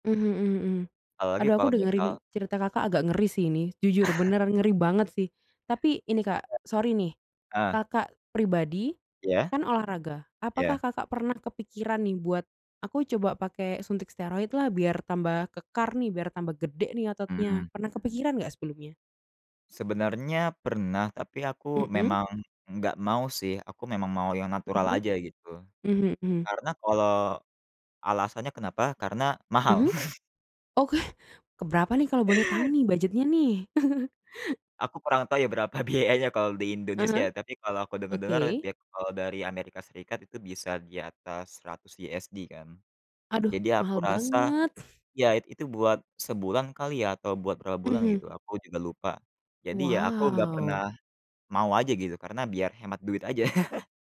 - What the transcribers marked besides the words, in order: chuckle; tapping; other noise; laughing while speaking: "Oke"; chuckle; chuckle; laughing while speaking: "berapa biayanya"; other background noise; laugh
- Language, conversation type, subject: Indonesian, unstructured, Bagaimana pendapatmu tentang penggunaan obat peningkat performa dalam olahraga?